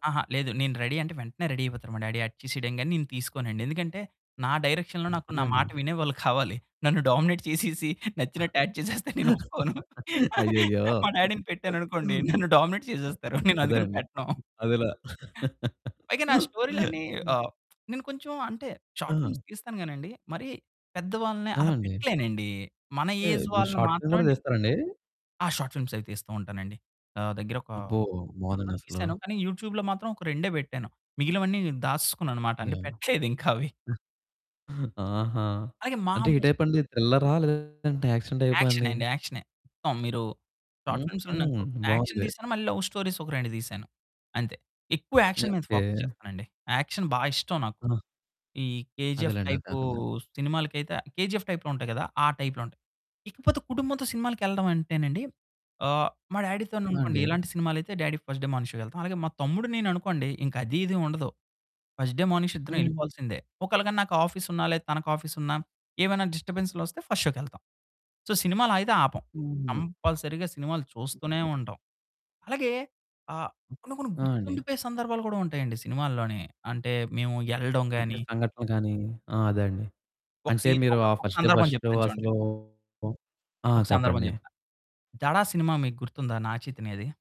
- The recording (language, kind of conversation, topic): Telugu, podcast, కుటుంబంగా కలిసి సినిమాలకు వెళ్లిన మధుర జ్ఞాపకాలు మీకు ఏమైనా ఉన్నాయా?
- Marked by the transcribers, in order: in English: "రెడీ"; in English: "రెడి"; in English: "డ్యాడీ. యాక్ట్"; distorted speech; in English: "డైరెక్షన్‌లో"; laughing while speaking: "నన్ను డామినేట్ చేసేసి, నచ్చినట్టు యాక్ట్ … నేను అందుకని పెట్టాను"; in English: "డామినేట్"; in English: "యాక్ట్"; laugh; in English: "డ్యాడీ‌ని"; giggle; in English: "డామినేట్"; giggle; laugh; in English: "షార్ట్ ఫిల్మ్స్"; other background noise; in English: "షార్ట్ ఫిల్మ్"; in English: "ఏజ్"; in English: "షార్ట్ ఫిల్మ్స్"; in English: "యూట్యూబ్‌లో"; laughing while speaking: "పెట్టలేదు ఇంకా అవి"; in English: "యాక్షన్"; in English: "షార్ట్ ఫిల్మ్స్‌లో"; in English: "యాక్షన్"; in English: "లవ్ స్టోరీస్"; unintelligible speech; in English: "యాక్షన్"; in English: "ఫోకస్"; in English: "యాక్షన్"; in English: "టైప్‌లో"; in English: "టైప్‌లో"; in English: "డ్యాడీ‌తోననుకోండి"; in English: "డ్యాడీ ఫస్ట్ డే మార్నిగ్ షో‌కెళ్తాం"; in English: "ఫస్ట్ డే మార్నిగ్ షో"; static; in English: "డిస్టర్బెన్స్‌లొస్తే ఫస్ట్ షో‌కెళ్తాం. సో"; in English: "కంపల్సరీ‌గా"; in English: "సీన్"; in English: "ఫస్ట్ డే, ఫస్ట్ షో"